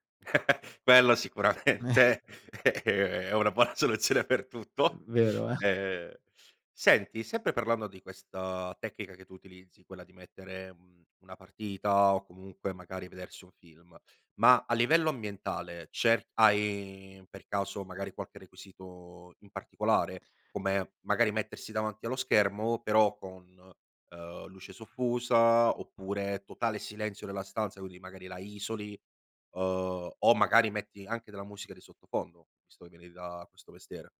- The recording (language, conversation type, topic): Italian, podcast, Cosa pensi del pisolino quotidiano?
- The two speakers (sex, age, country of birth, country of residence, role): male, 25-29, Italy, Italy, host; male, 40-44, Italy, Italy, guest
- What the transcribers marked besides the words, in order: chuckle; laughing while speaking: "Quello sicuramente, ehm, è una buona soluzione per tutto"; chuckle; other background noise; "quindi" said as "quinni"